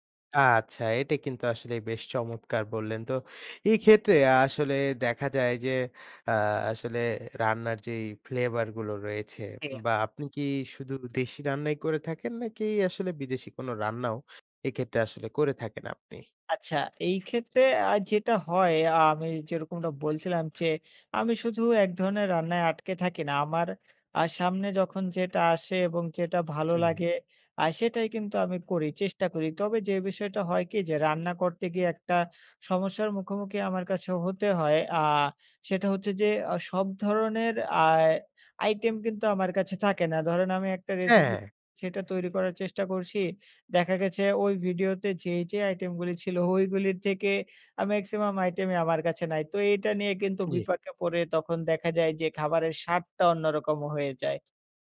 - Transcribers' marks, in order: in English: "maximum"
- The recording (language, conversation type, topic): Bengali, podcast, বাড়ির রান্নার মধ্যে কোন খাবারটি আপনাকে সবচেয়ে বেশি সুখ দেয়?